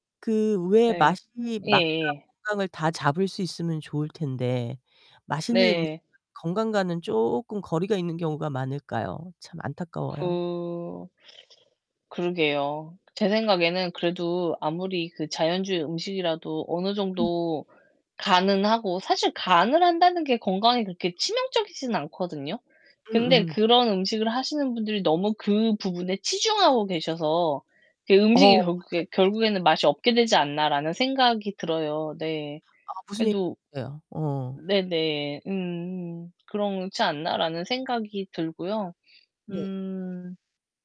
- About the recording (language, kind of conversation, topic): Korean, unstructured, 음식을 준비할 때 가장 중요하다고 생각하는 점은 무엇인가요?
- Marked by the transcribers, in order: distorted speech; tapping; teeth sucking; unintelligible speech